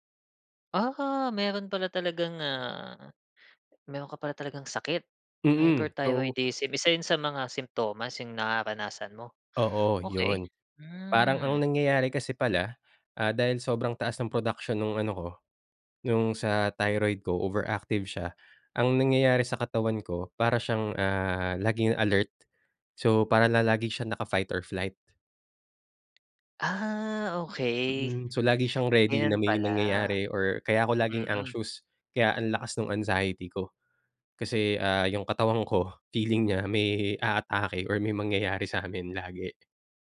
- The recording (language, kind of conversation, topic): Filipino, podcast, Kapag nalampasan mo na ang isa mong takot, ano iyon at paano mo ito hinarap?
- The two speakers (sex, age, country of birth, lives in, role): male, 35-39, Philippines, Philippines, guest; male, 35-39, Philippines, Philippines, host
- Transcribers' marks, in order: in English: "Hyperthyroidism"; in English: "thyroid"; in English: "anxious"; afraid: "yung katawan ko, feeling niya may aatake or may mangyayari samin lagi"